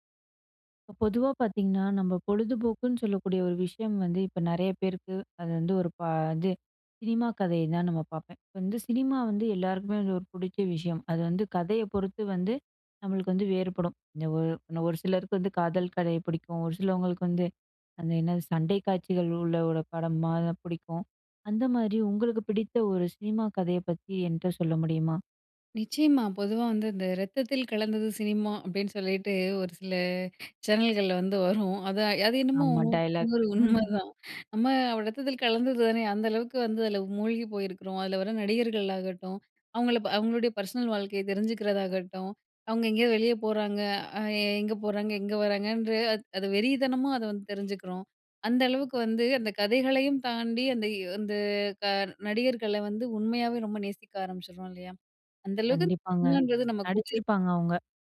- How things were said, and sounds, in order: laughing while speaking: "வந்து வரும்"; laughing while speaking: "உண்மதான்"; chuckle
- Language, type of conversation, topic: Tamil, podcast, உங்களுக்கு பிடித்த சினிமா கதையைப் பற்றி சொல்ல முடியுமா?